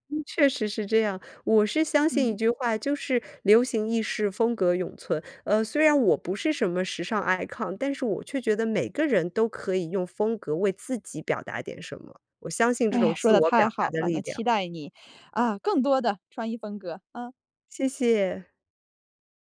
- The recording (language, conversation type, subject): Chinese, podcast, 你觉得你的穿衣风格在传达什么信息？
- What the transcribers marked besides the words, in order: in English: "icon"